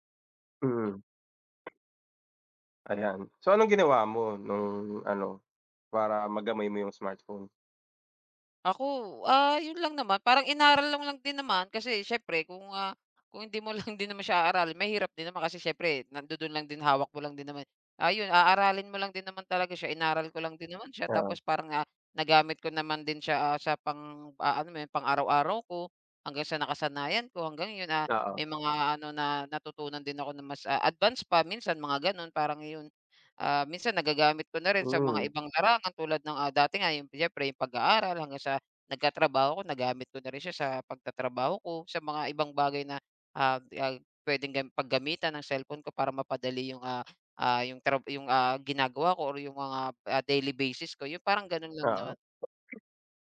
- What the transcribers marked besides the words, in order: tapping; laughing while speaking: "lang"
- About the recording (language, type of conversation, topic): Filipino, unstructured, Ano ang naramdaman mo nang unang beses kang gumamit ng matalinong telepono?